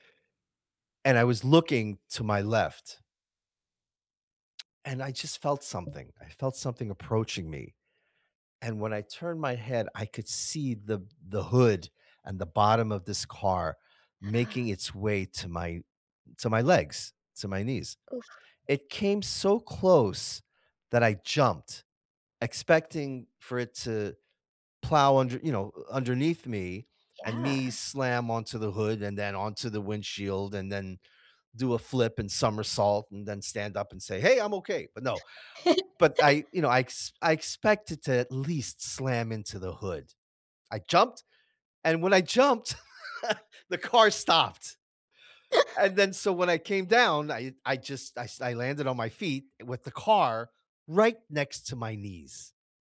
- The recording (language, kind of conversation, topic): English, unstructured, What changes would improve your local community the most?
- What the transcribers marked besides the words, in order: tapping; gasp; laugh; laugh; laugh